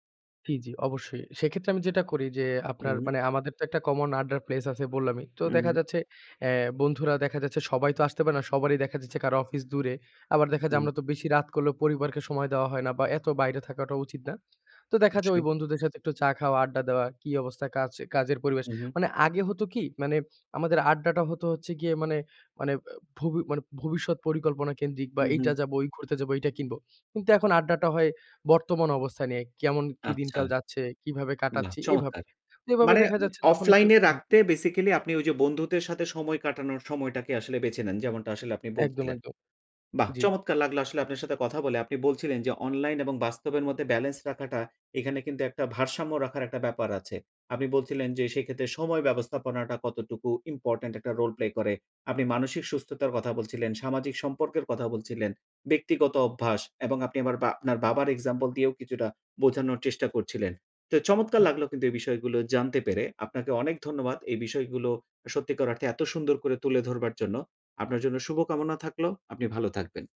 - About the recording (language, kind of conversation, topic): Bengali, podcast, কীভাবে আপনি অনলাইন জীবন ও বাস্তব জীবনের মধ্যে ভারসাম্য বজায় রাখেন?
- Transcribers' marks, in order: other background noise; tapping